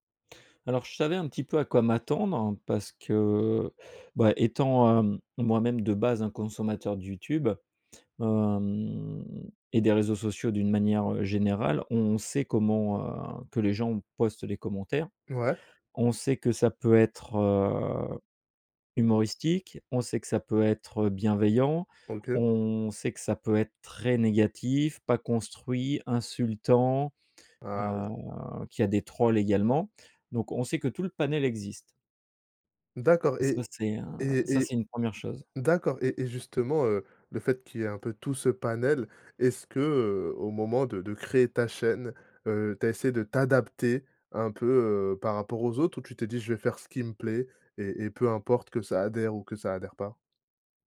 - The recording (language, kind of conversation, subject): French, podcast, Comment gères-tu les critiques quand tu montres ton travail ?
- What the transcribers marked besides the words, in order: drawn out: "Hem"; other background noise; stressed: "t'adapter"